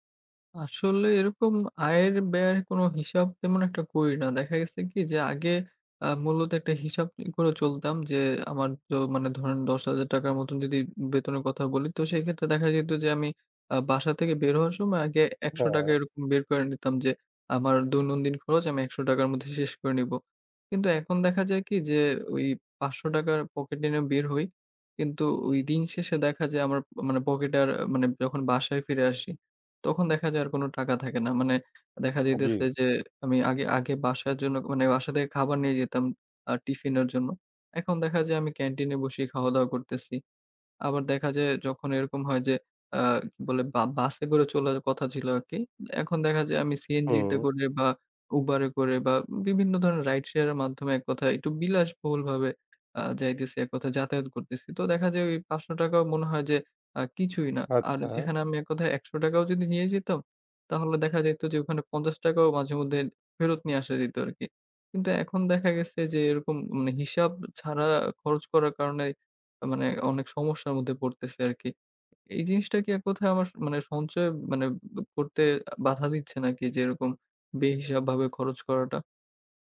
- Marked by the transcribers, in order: none
- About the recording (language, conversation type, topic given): Bengali, advice, বেতন বাড়লেও সঞ্চয় বাড়ছে না—এ নিয়ে হতাশা হচ্ছে কেন?